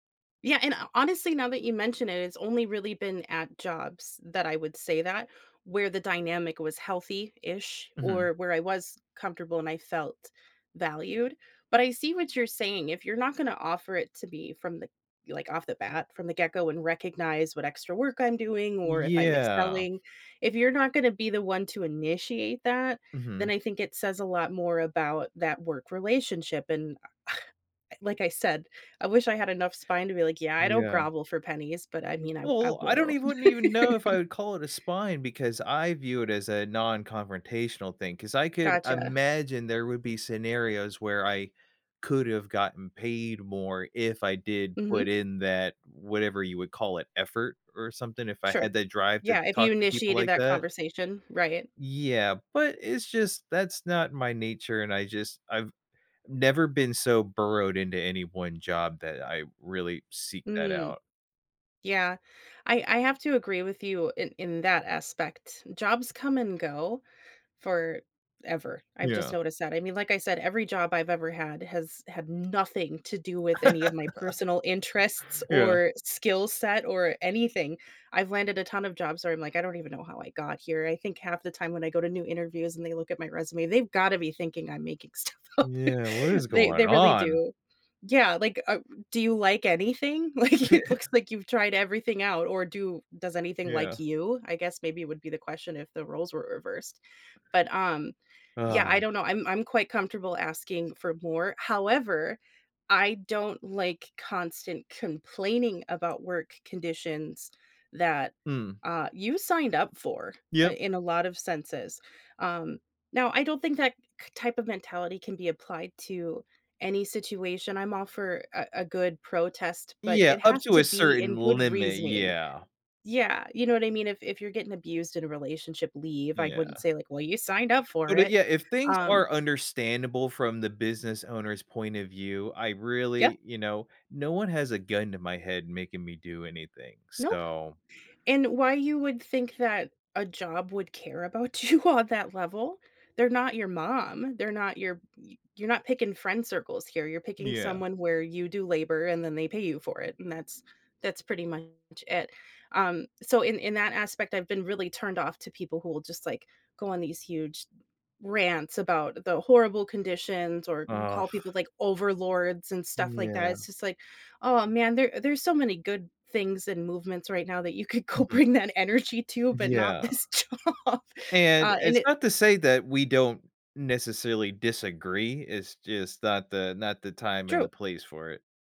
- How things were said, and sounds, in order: scoff; laugh; stressed: "nothing"; laugh; laughing while speaking: "stuff up"; chuckle; laughing while speaking: "Like"; laughing while speaking: "you"; other background noise; laughing while speaking: "this job"; tapping
- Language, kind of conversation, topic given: English, unstructured, How can I make saying no feel less awkward and more natural?